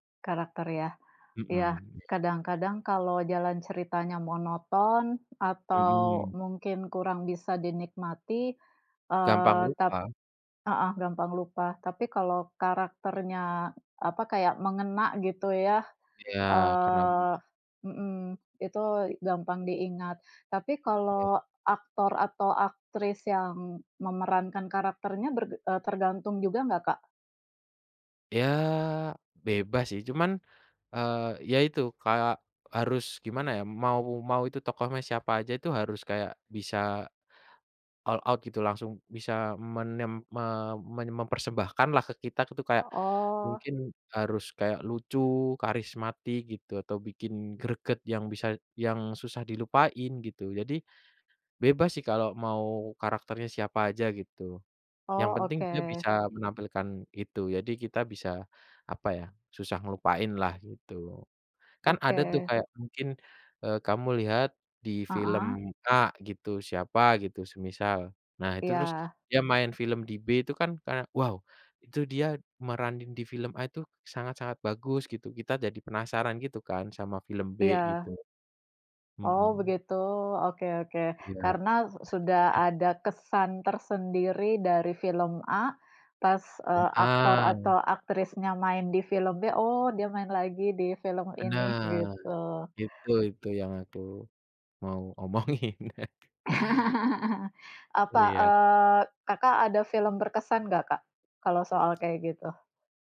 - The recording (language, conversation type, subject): Indonesian, unstructured, Apa yang membuat cerita dalam sebuah film terasa kuat dan berkesan?
- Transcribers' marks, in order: other background noise; in English: "all out"; chuckle; laughing while speaking: "omongin"; laugh; chuckle; tapping